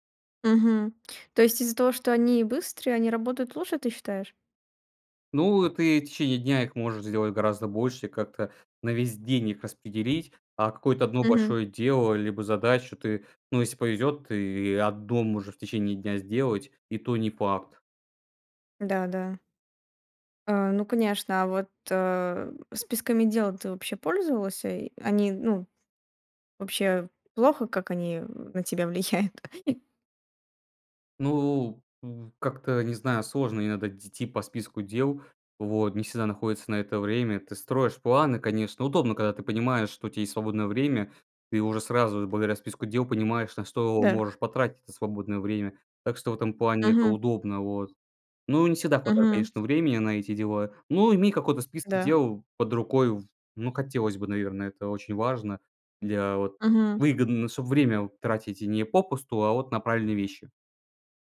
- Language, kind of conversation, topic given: Russian, podcast, Как маленькие ритуалы делают твой день лучше?
- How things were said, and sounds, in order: laughing while speaking: "влияют?"; "идти" said as "дити"; other background noise; tapping